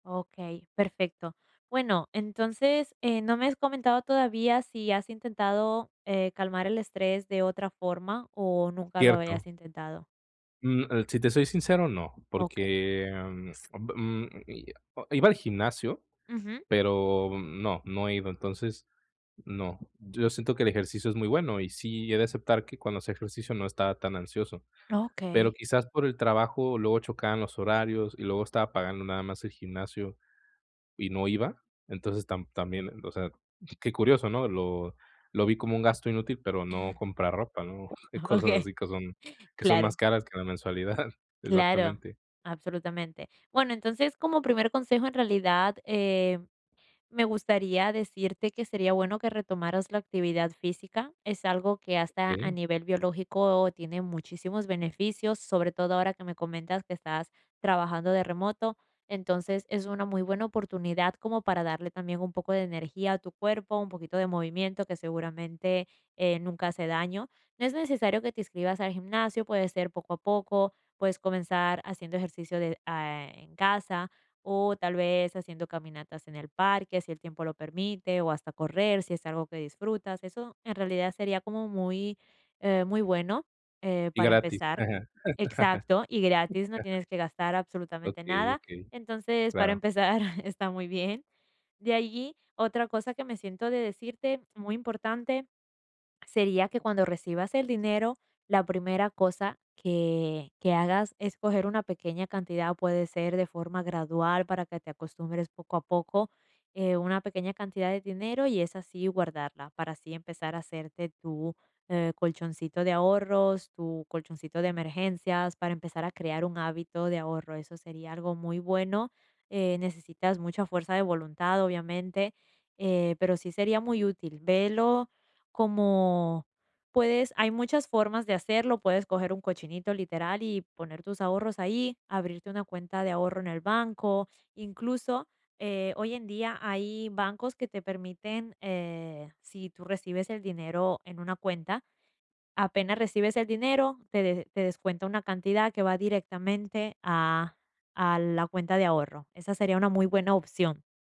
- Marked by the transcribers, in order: unintelligible speech; giggle; laughing while speaking: "Okey"; laughing while speaking: "mensualidad"; other background noise; chuckle; chuckle
- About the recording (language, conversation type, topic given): Spanish, advice, ¿Sueles comprar cosas para aliviar el estrés y cómo afecta eso a tu presupuesto?